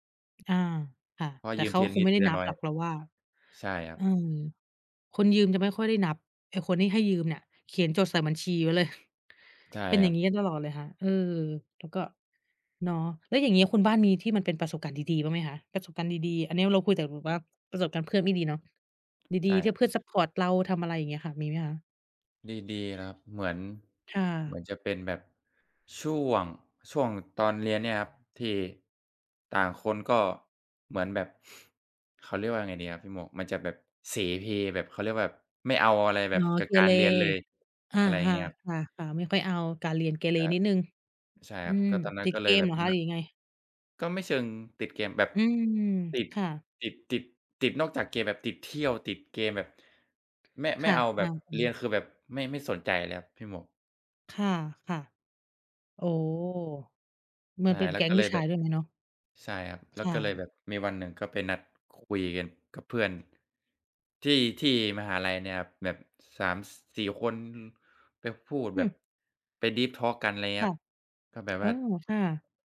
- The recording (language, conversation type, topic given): Thai, unstructured, เพื่อนที่ดีมีผลต่อชีวิตคุณอย่างไรบ้าง?
- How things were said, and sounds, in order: in English: "Deep Talk"